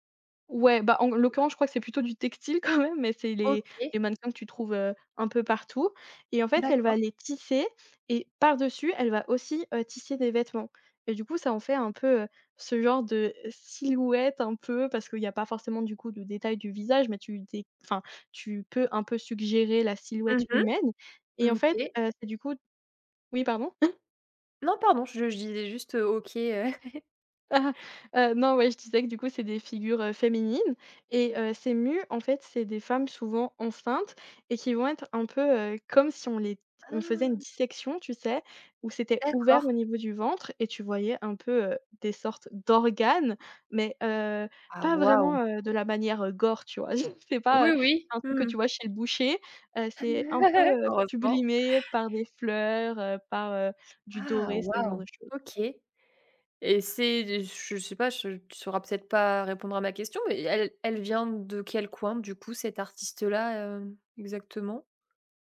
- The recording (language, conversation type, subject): French, podcast, Quel artiste français considères-tu comme incontournable ?
- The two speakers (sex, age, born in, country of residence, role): female, 20-24, France, France, guest; female, 25-29, France, France, host
- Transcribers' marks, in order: other background noise; laughing while speaking: "quand même"; chuckle; surprised: "Ah !"; laughing while speaking: "c'est pas"; chuckle; tapping